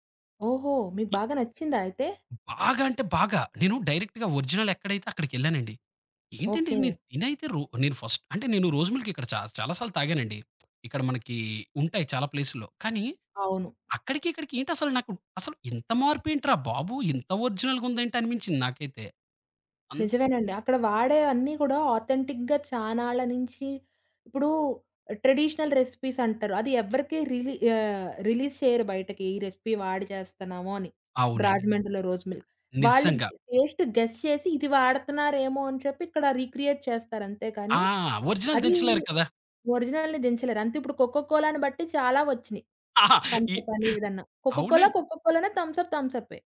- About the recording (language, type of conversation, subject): Telugu, podcast, స్థానిక ఆహారం తింటూ మీరు తెలుసుకున్న ముఖ్యమైన పాఠం ఏమిటి?
- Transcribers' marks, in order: in English: "డైరెక్ట్‌గా ఒరిజినల్"; tapping; in English: "ఫస్ట్"; in English: "రోస్ మిల్క్"; other background noise; in English: "ఒరిజినల్‌గా"; in English: "ఆథెంటిక్‌గా"; in English: "ట్రెడిషనల్ రెసిపీస్"; in English: "రిలీజ్"; in English: "రెసిపీ"; in English: "రోస్ మిల్క్"; stressed: "నిజంగా"; in English: "టేస్ట్ గెస్"; in English: "రీక్రియేట్"; in English: "ఒరిజినల్"; in English: "ఒరిజినల్‌ని"; laughing while speaking: "ఆహా!"